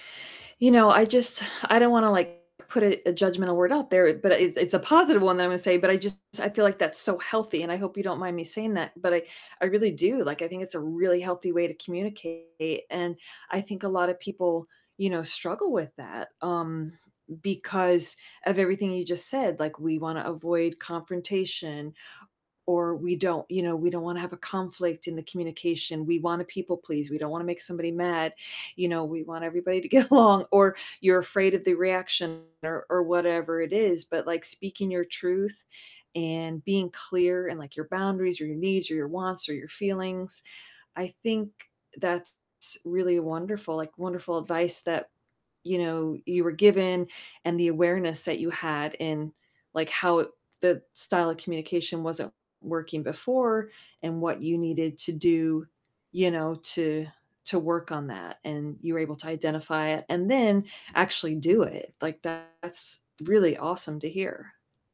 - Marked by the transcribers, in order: exhale; distorted speech; laughing while speaking: "get along"; tapping
- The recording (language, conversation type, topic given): English, unstructured, What is the best advice you’ve received about communication?